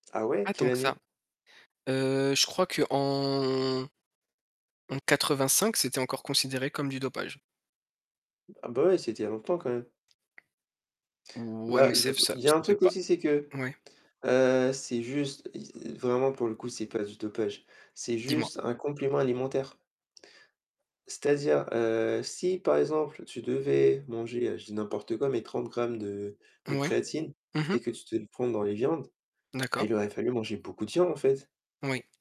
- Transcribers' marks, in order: drawn out: "qu'en"; other background noise; tapping; distorted speech
- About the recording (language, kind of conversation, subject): French, unstructured, Comment souhaitez-vous améliorer votre gestion du stress ?